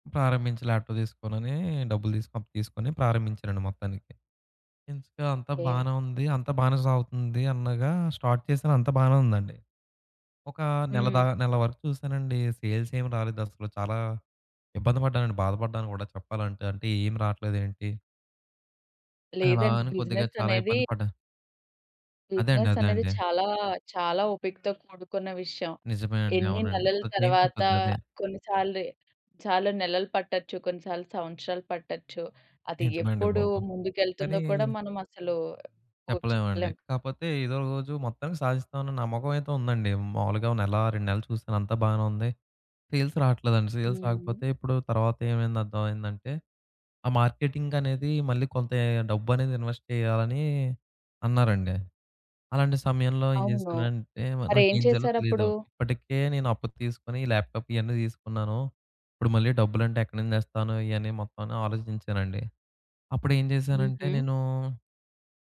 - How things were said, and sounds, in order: in English: "ల్యాప్‌టాప్"; other background noise; in English: "స్టార్ట్"; in English: "సేల్స్"; in English: "బిజినెస్"; in English: "బిజినెస్"; in English: "సేల్స్"; in English: "సేల్స్"; in English: "మార్కెటింగ్"; in English: "ఇన్వెస్ట్"; in English: "ల్యాప్‌టాప్"
- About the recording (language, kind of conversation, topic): Telugu, podcast, ఆపద సమయంలో ఎవరో ఇచ్చిన సహాయం వల్ల మీ జీవితంలో దారి మారిందా?